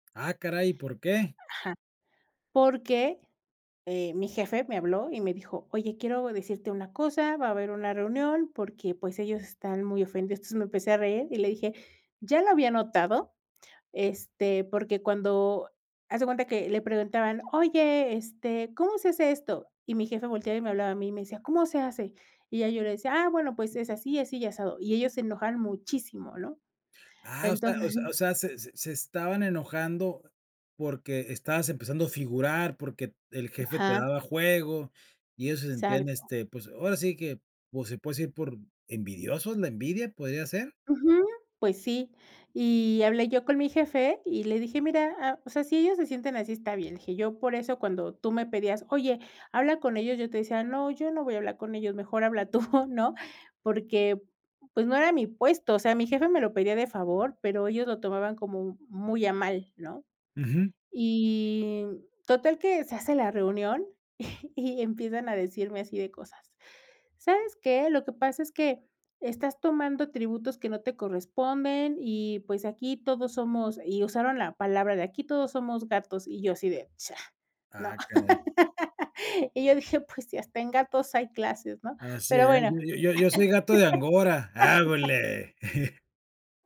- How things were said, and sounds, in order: laughing while speaking: "Entonces"; laughing while speaking: "tú"; drawn out: "Y"; chuckle; laugh; laugh; chuckle
- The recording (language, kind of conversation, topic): Spanish, podcast, ¿Cómo manejas las críticas sin ponerte a la defensiva?